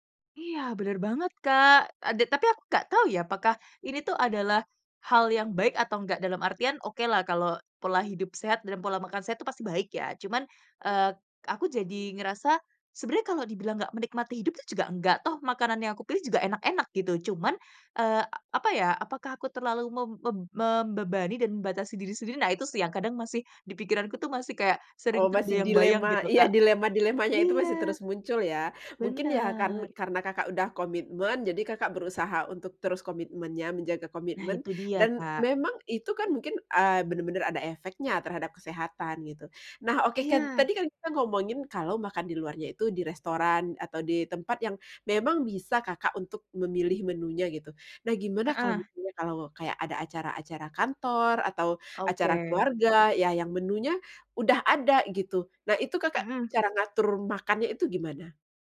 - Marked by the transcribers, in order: tapping
- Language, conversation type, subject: Indonesian, podcast, Bagaimana kamu mengatur pola makan saat makan di luar?